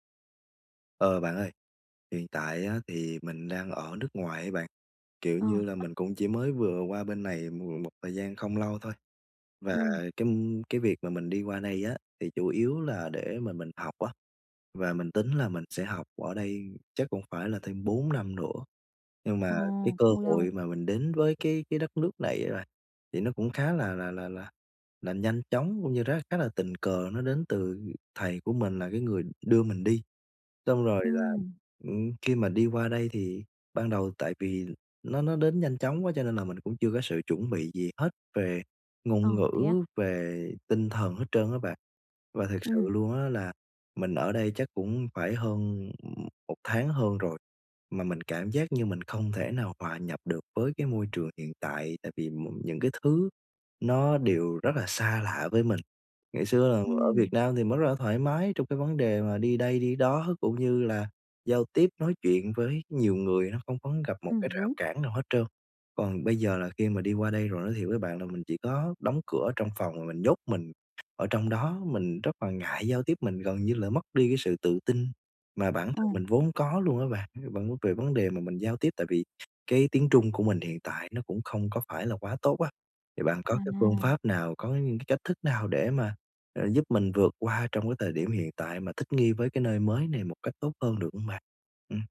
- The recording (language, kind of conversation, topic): Vietnamese, advice, Làm thế nào để tôi thích nghi nhanh chóng ở nơi mới?
- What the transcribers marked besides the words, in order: tapping; other background noise; laughing while speaking: "đó"